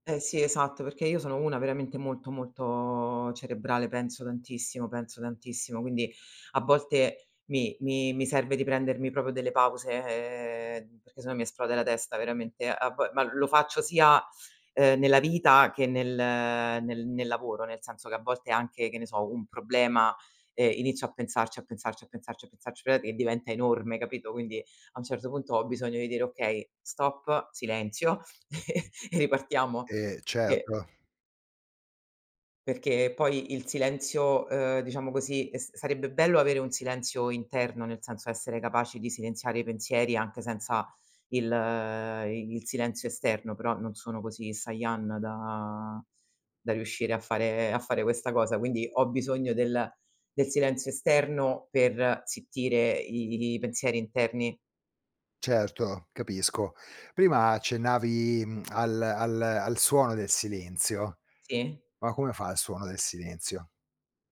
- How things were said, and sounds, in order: "proprio" said as "propio"; chuckle; tsk
- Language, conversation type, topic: Italian, podcast, Che ruolo ha il silenzio nella tua creatività?
- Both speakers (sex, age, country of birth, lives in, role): female, 35-39, Italy, Italy, guest; male, 50-54, Italy, Italy, host